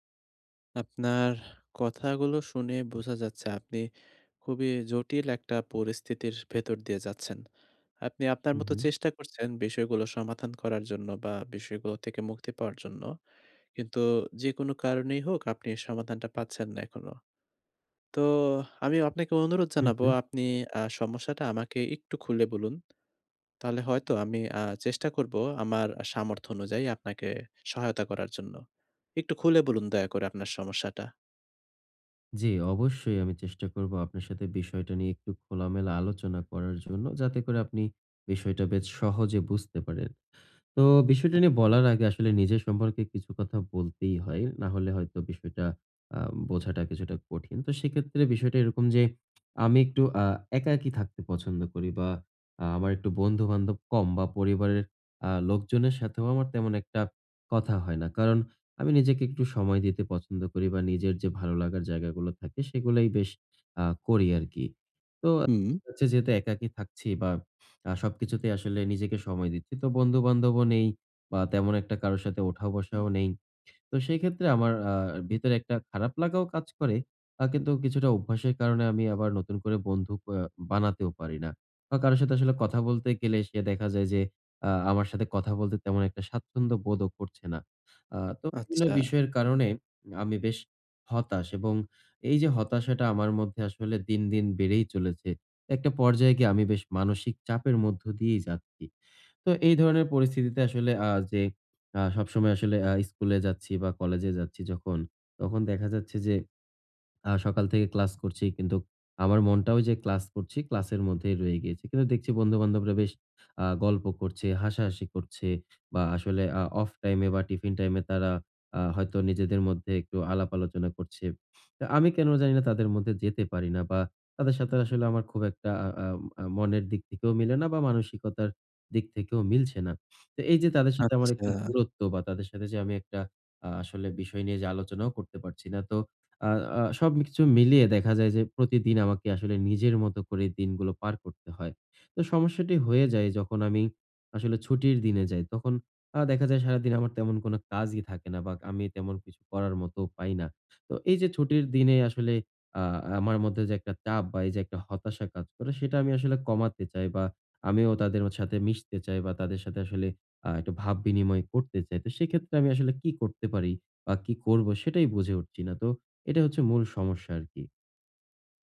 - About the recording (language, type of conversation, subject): Bengali, advice, ছুটির দিনে কীভাবে চাপ ও হতাশা কমাতে পারি?
- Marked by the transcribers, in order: tapping; other background noise; "সবকিছু" said as "সবমিকছু"